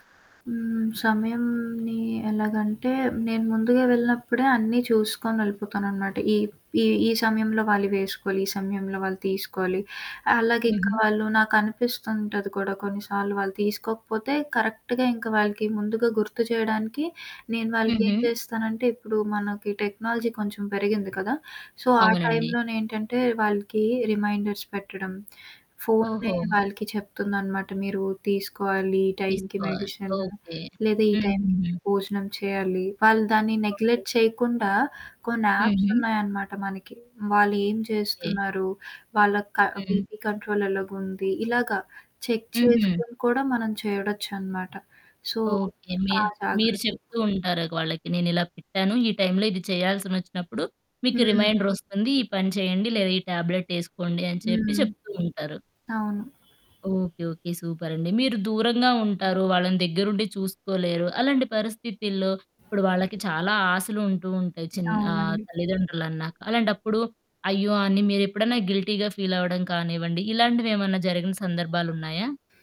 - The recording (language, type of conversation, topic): Telugu, podcast, తల్లిదండ్రుల నుంచి దూరంగా ఉన్నప్పుడు కుటుంబ బంధాలు బలంగా ఉండేలా మీరు ఎలా కొనసాగిస్తారు?
- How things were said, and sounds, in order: static; in English: "కరెక్ట్‌గా"; in English: "టెక్నాలజీ"; in English: "సో"; in English: "రిమైండర్స్"; in English: "నెగ్లెట్"; in English: "యాప్స్"; in English: "బీపి కంట్రోల్"; in English: "చెక్"; in English: "సో"; in English: "రిమైండర్"; in English: "ట్యాబ్లెట్"; in English: "గిల్టీ‌గా"